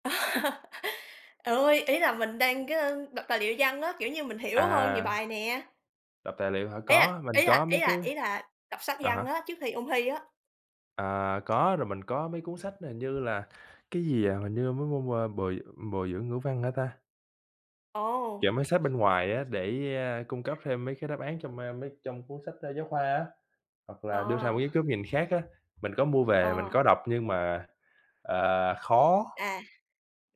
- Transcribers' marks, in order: laugh; tapping
- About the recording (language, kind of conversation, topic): Vietnamese, unstructured, Làm thế nào để học sinh duy trì động lực trong học tập?